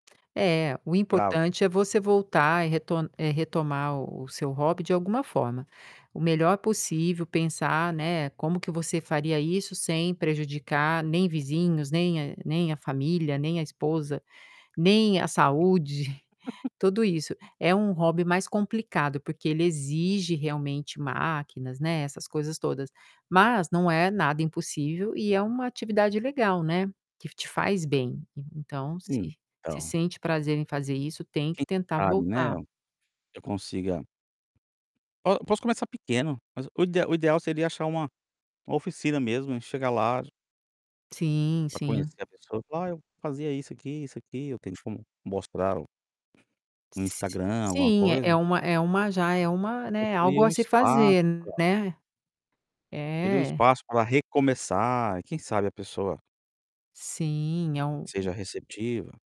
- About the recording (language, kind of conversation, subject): Portuguese, advice, Como você descreveria sua dificuldade de retomar hobbies e atividades prazerosas?
- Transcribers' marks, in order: tapping; laughing while speaking: "saúde"; laugh; distorted speech; other background noise